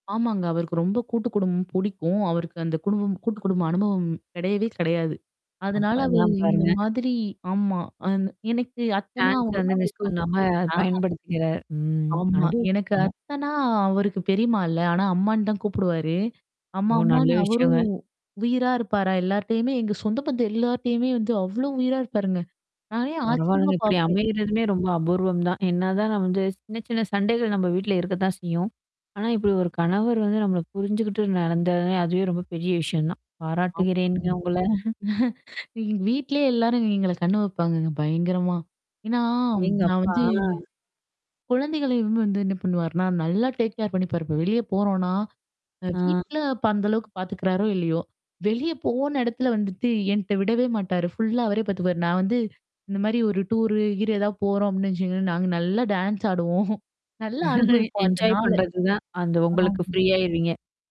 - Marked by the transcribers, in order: static; other noise; mechanical hum; other background noise; in English: "சான்ஸ்"; distorted speech; in English: "மிஸ்"; "நம்ம" said as "நம்"; laughing while speaking: "எங்க வீட்லேயே எல்லாரும் எங்கள கண்ணு வைப்பாங்கங்க"; chuckle; in English: "டேக்கேர்"; in English: "ஃபுல்லா"; in English: "டூர்ரு"; chuckle; in English: "என்ஜாய்"; chuckle; in English: "ஃப்ரீ"
- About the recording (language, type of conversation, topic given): Tamil, podcast, ஒரு உள்ளூர் குடும்பத்துடன் சேர்ந்து விருந்துணர்ந்த அனுபவம் உங்களுக்கு எப்படி இருந்தது?